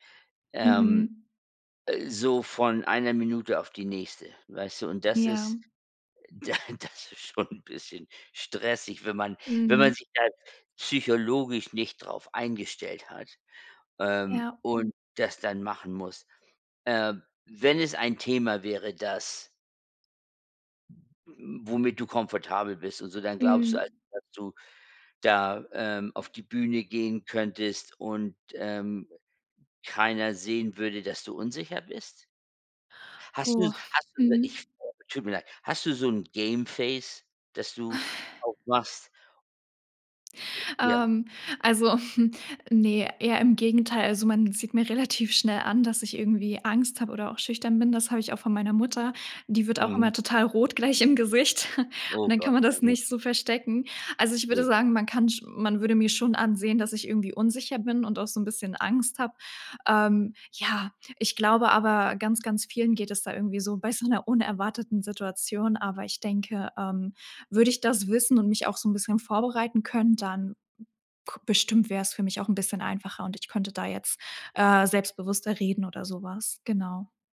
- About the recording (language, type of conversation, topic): German, podcast, Was hilft dir, aus der Komfortzone rauszugehen?
- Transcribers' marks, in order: laughing while speaking: "da das ist schon 'n bisschen"; in English: "game face"; exhale; chuckle; laughing while speaking: "im Gesicht"; chuckle